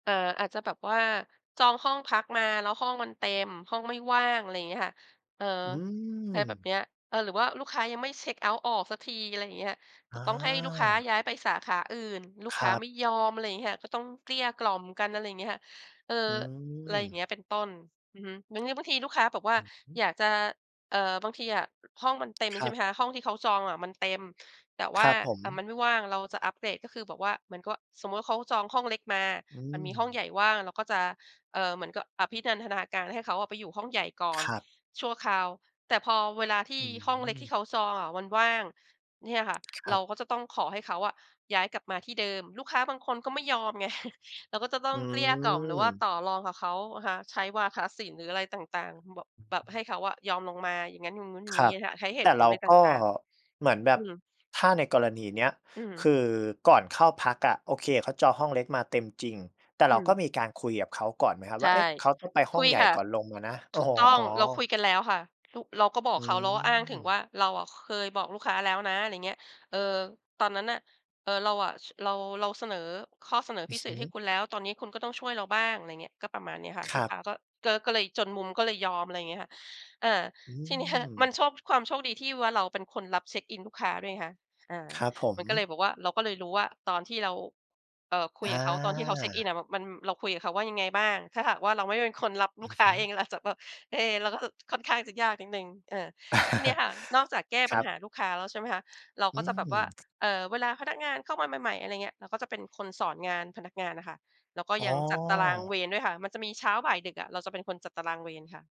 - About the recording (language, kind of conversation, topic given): Thai, podcast, เมื่อไหร่คุณถึงรู้ว่าถึงเวลาต้องลาออกจากงานเดิม?
- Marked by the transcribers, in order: chuckle; laughing while speaking: "ทีเนี้ย"; chuckle; other background noise